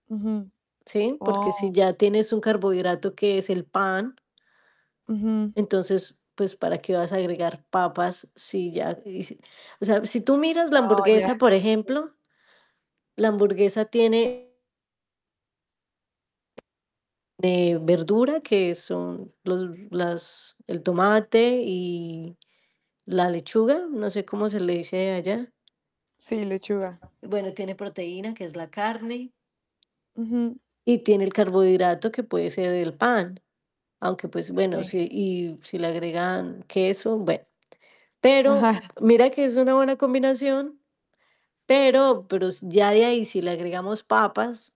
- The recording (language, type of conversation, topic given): Spanish, advice, ¿Cómo puedo empezar a cambiar poco a poco mis hábitos alimentarios para dejar los alimentos procesados?
- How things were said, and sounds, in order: distorted speech; other background noise; tapping